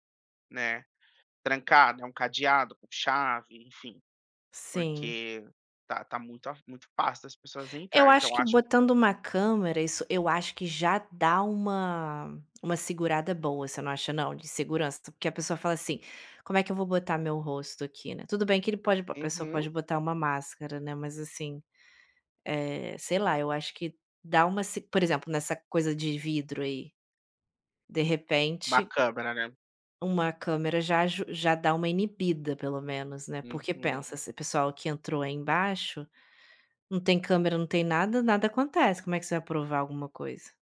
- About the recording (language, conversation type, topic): Portuguese, advice, Como posso encontrar uma moradia acessível e segura?
- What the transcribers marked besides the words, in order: none